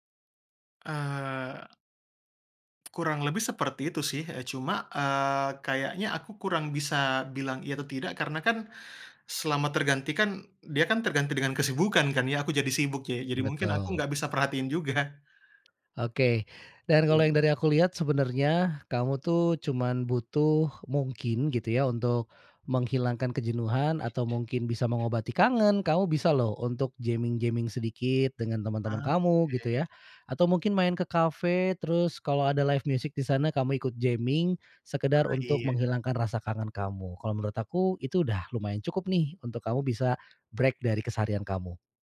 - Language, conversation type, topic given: Indonesian, advice, Kapan kamu menyadari gairah terhadap hobi kreatifmu tiba-tiba hilang?
- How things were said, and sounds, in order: other background noise; in English: "jamming-jamming"; in English: "live music"; in English: "jamming"; in English: "break"